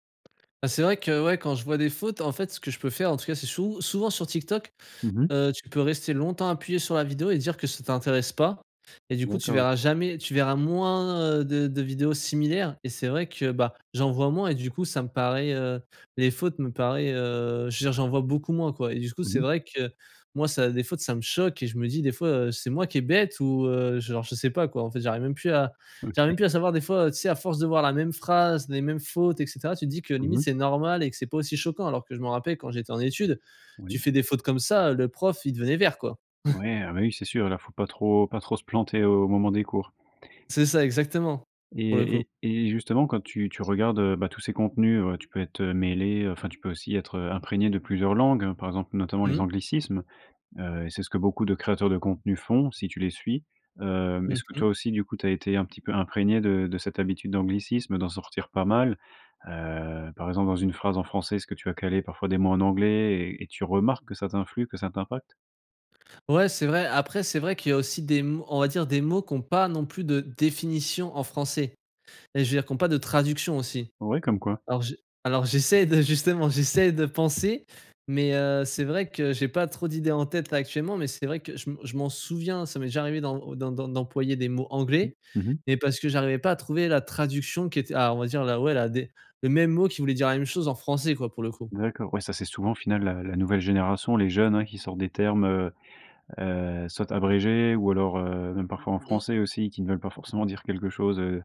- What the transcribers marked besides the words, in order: other background noise; tapping; stressed: "pas"; chuckle; stressed: "définition"; laughing while speaking: "de justement"
- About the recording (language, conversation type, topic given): French, podcast, Comment les réseaux sociaux ont-ils changé ta façon de parler ?